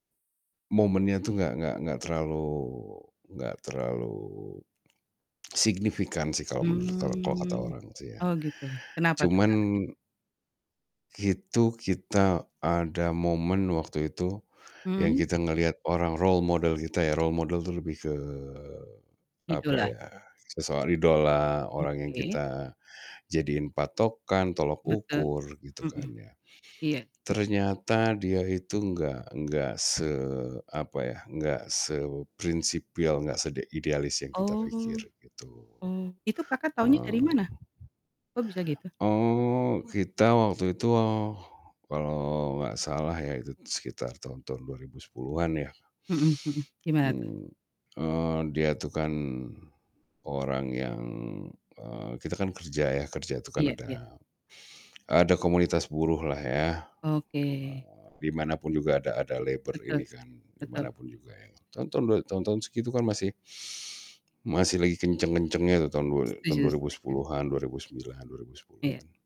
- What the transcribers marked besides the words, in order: distorted speech; static; drawn out: "Hmm"; chuckle; "itu" said as "kitu"; in English: "role model"; other background noise; in English: "Role model"; in English: "labor"
- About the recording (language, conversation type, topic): Indonesian, podcast, Pernahkah kamu mengalami momen yang mengubah cara pandangmu tentang hidup?